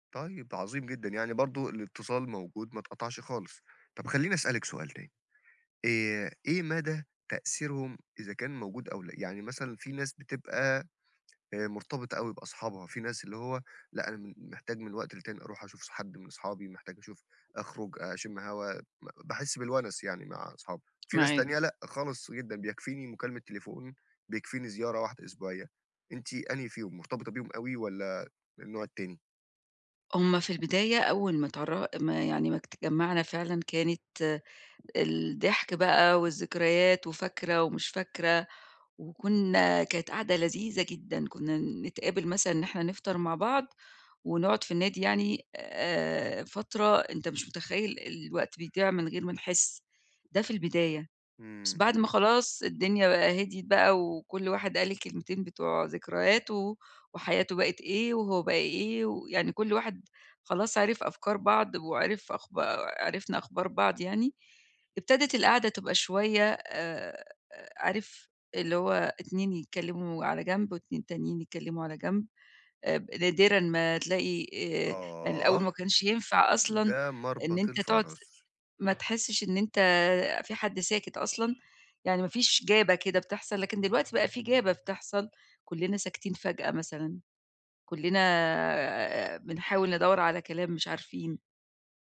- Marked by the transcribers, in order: tapping; drawn out: "آه"; horn; other street noise; in English: "جابة"; in English: "جابة"
- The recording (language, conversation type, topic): Arabic, advice, إزاي بتتفكك صداقاتك القديمة بسبب اختلاف القيم أو أولويات الحياة؟